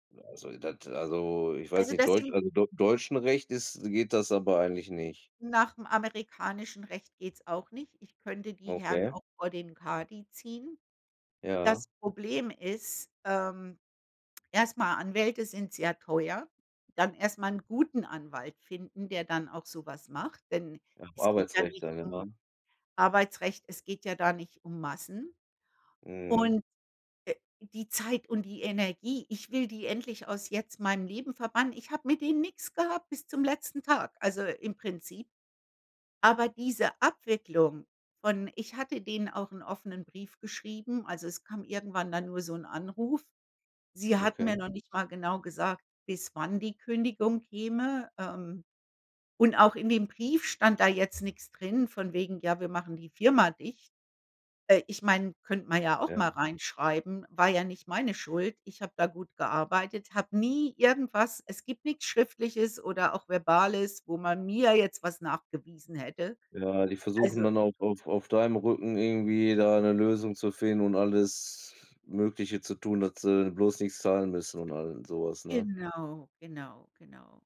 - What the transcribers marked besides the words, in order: unintelligible speech; drawn out: "alles"
- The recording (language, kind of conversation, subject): German, unstructured, Wie gehst du mit schlechtem Management um?